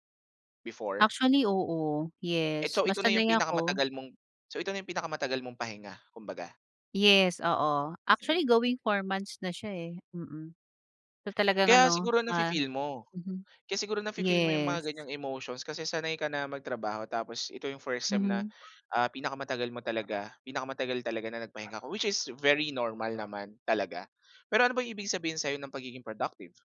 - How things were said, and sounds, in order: in English: "Actually, going four months"; dog barking; in English: "which is very normal"
- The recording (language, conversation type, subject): Filipino, advice, Paano ko mababalanse ang pagiging produktibo at pangangalaga sa kalusugang pangkaisipan?